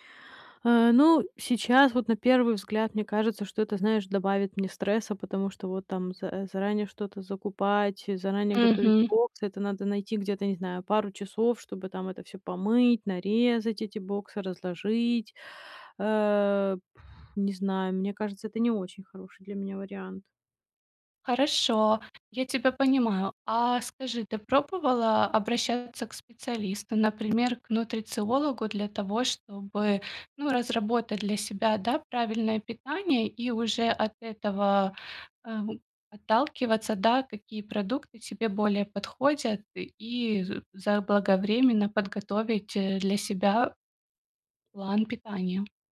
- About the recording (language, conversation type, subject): Russian, advice, Как наладить здоровое питание при плотном рабочем графике?
- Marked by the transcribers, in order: other background noise; tapping